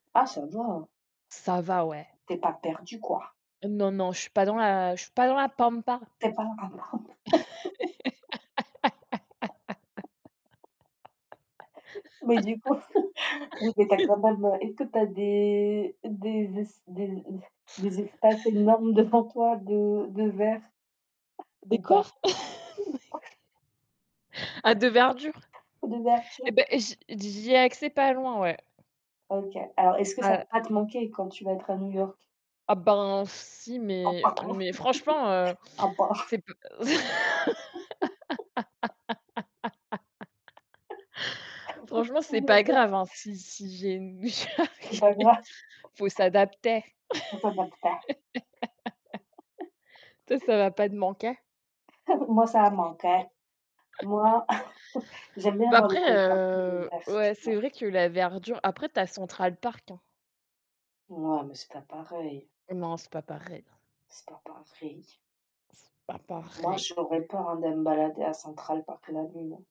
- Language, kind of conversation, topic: French, unstructured, Préféreriez-vous vivre dans une grande maison ou dans une petite maison située dans un bel endroit ?
- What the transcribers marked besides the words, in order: static; laugh; unintelligible speech; laugh; chuckle; chuckle; chuckle; distorted speech; laugh; tapping; chuckle; laughing while speaking: "un"; laugh; laughing while speaking: "grave"; unintelligible speech; laugh; unintelligible speech; chuckle; laugh; other background noise; chuckle; put-on voice: "manquer"; laugh; stressed: "pareil"